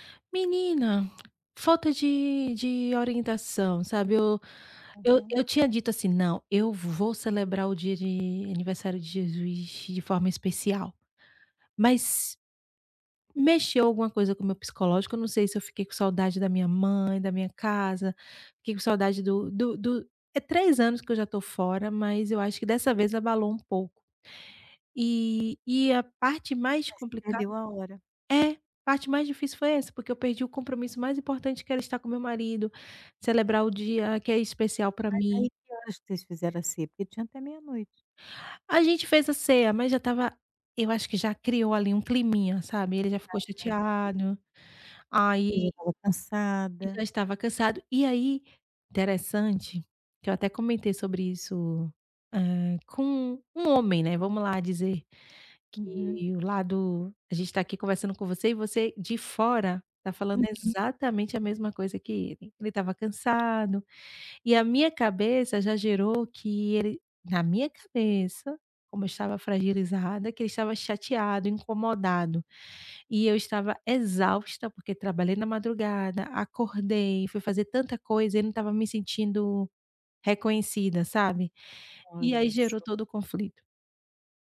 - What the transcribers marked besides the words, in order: other background noise; unintelligible speech; tapping
- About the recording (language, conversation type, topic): Portuguese, advice, Como posso decidir entre compromissos pessoais e profissionais importantes?